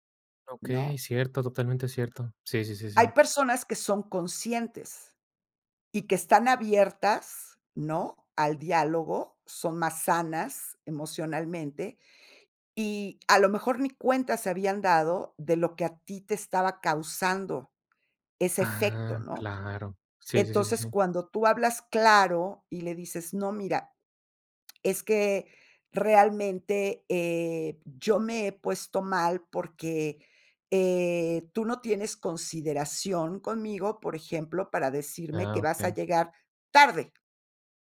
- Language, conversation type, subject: Spanish, podcast, ¿Qué papel juega la vulnerabilidad al comunicarnos con claridad?
- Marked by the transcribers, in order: other background noise